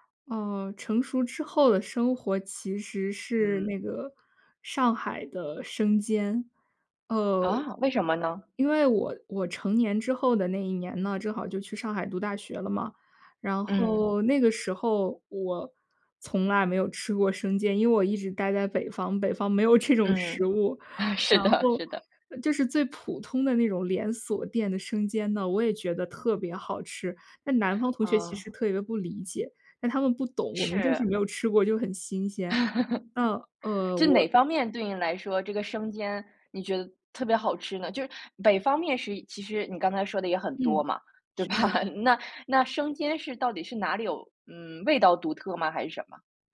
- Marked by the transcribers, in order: surprised: "啊"; laughing while speaking: "这种"; laughing while speaking: "是的 是的"; laugh; laughing while speaking: "吧？"
- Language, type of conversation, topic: Chinese, podcast, 你能分享一道让你怀念的童年味道吗？